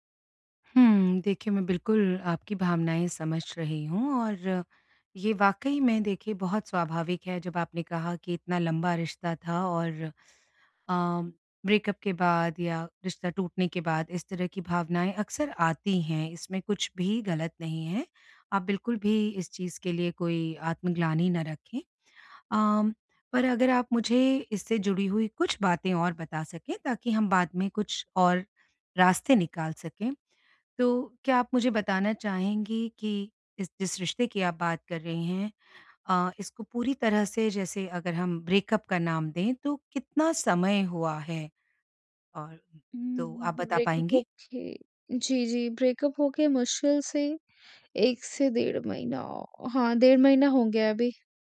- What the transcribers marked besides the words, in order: in English: "ब्रेकअप"; in English: "ब्रेकअप"; in English: "ब्रेकअप"; in English: "ब्रेकअप"
- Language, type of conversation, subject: Hindi, advice, ब्रेकअप के बाद मैं अकेलापन कैसे संभालूँ और खुद को फिर से कैसे पहचानूँ?